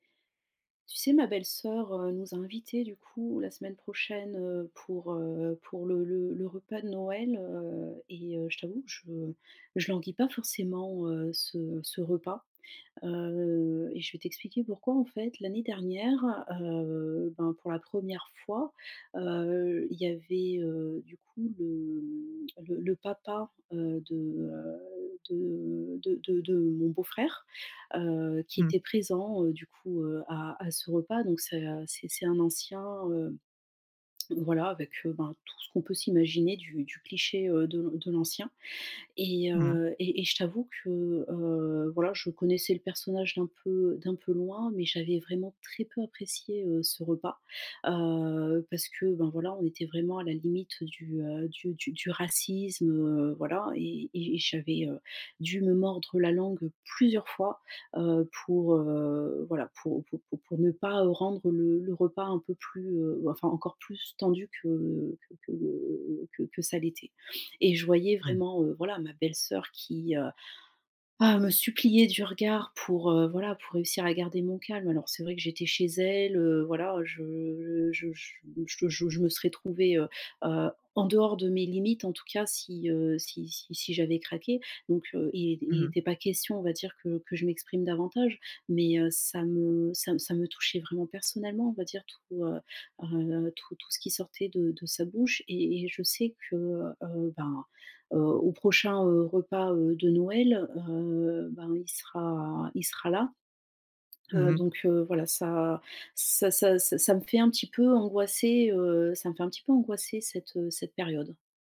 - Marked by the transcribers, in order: none
- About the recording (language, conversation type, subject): French, advice, Comment gérer les différences de valeurs familiales lors d’un repas de famille tendu ?